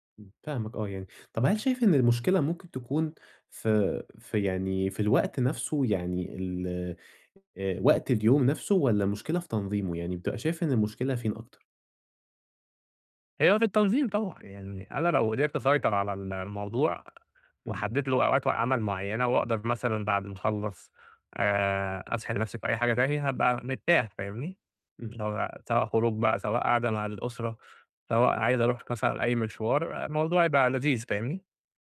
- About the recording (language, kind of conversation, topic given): Arabic, advice, إزاي أوازن بين شغفي وهواياتي وبين متطلبات حياتي اليومية؟
- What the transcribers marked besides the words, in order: none